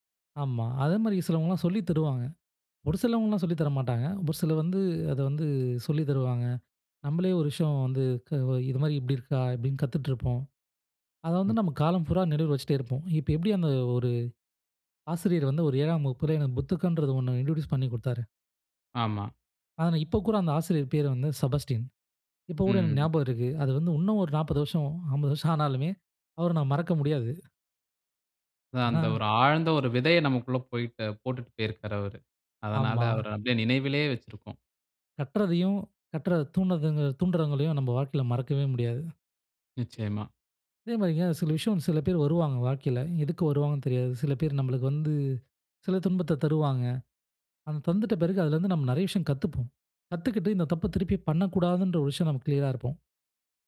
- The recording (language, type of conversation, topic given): Tamil, podcast, கற்றதை நீண்டகாலம் நினைவில் வைத்திருக்க நீங்கள் என்ன செய்கிறீர்கள்?
- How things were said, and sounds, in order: other background noise; in English: "இன்ட்ரொடியூஸ்"; laughing while speaking: "வருஷம் ஆனாலுமே"; "கற்க" said as "கட்ற"; other noise; "அத" said as "அந்த"; in English: "க்ளியரா"